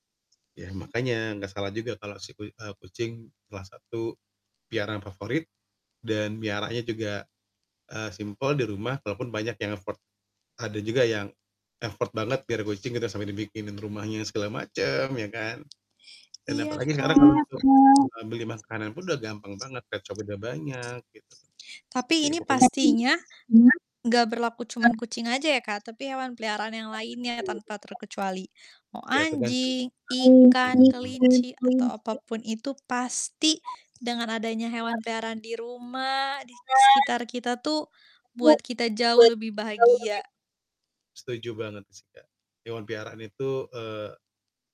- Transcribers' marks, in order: in English: "effort"; in English: "effort"; tapping; distorted speech; background speech; static; in English: "pets shop"; mechanical hum
- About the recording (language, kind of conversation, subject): Indonesian, unstructured, Apa hal yang paling menyenangkan dari memelihara hewan?